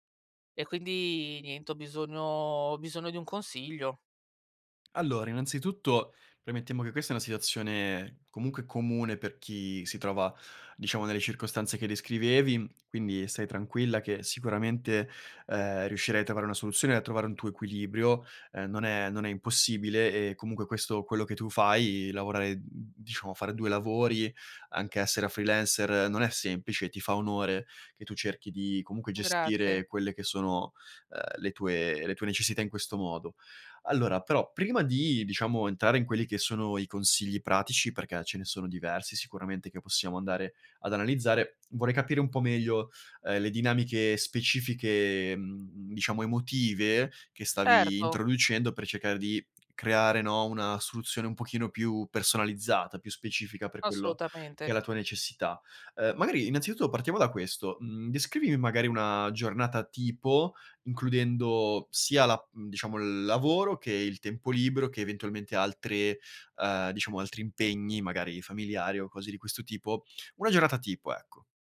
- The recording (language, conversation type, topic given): Italian, advice, Come posso bilanciare la mia ambizione con il benessere quotidiano senza esaurirmi?
- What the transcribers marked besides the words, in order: tapping; in English: "freelancer"